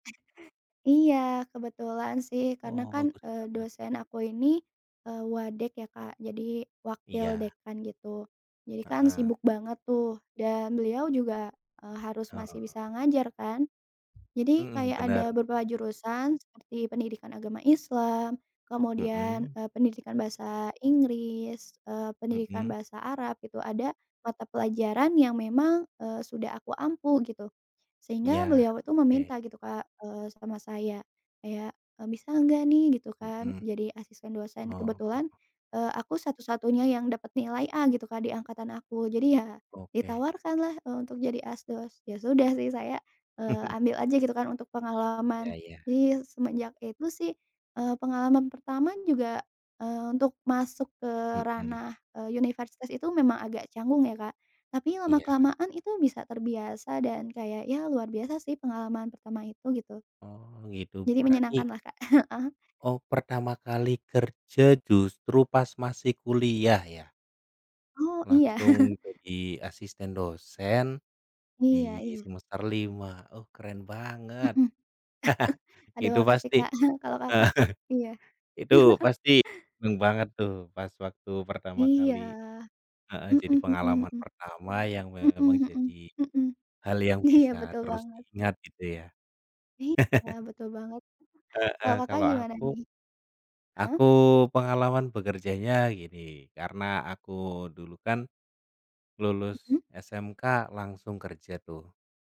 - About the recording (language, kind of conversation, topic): Indonesian, unstructured, Apa pengalaman pertamamu saat mulai bekerja, dan bagaimana perasaanmu saat itu?
- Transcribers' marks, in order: other animal sound; other background noise; laughing while speaking: "ya"; chuckle; chuckle; laugh; chuckle; laugh; laughing while speaking: "Iya"; laugh